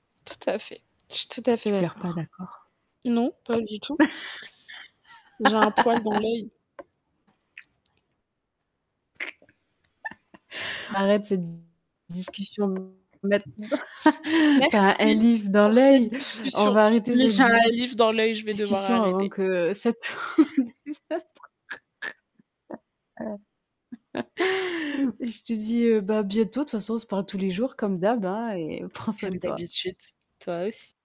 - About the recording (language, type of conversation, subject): French, unstructured, Qu’est-ce qui te rend heureux dans une amitié ?
- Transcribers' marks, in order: sad: "Tout à fait"; laugh; tapping; unintelligible speech; other noise; laugh; distorted speech; laugh; sad: "Merci pour cette discussion"; laughing while speaking: "ça tourne au désastre"; exhale